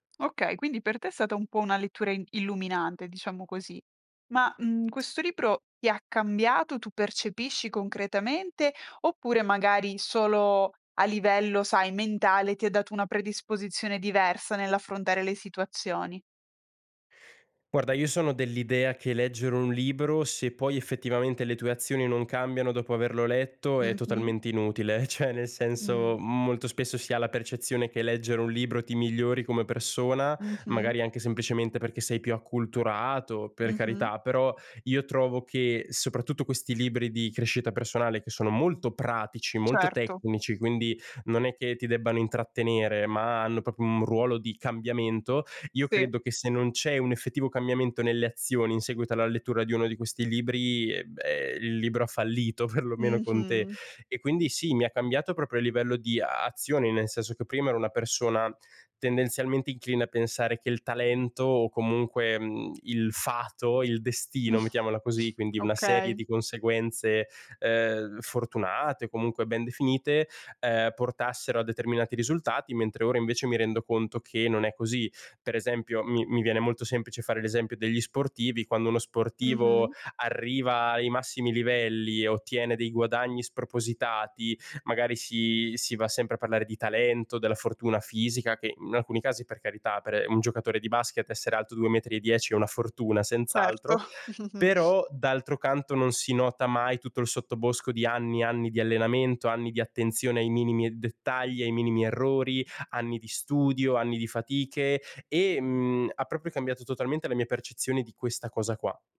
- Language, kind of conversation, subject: Italian, podcast, Qual è un libro che ti ha aperto gli occhi?
- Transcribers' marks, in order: tapping; laughing while speaking: "ceh"; "Cioè" said as "ceh"; "proprio" said as "propio"; laughing while speaking: "perlomeno"; chuckle; sniff; chuckle; sniff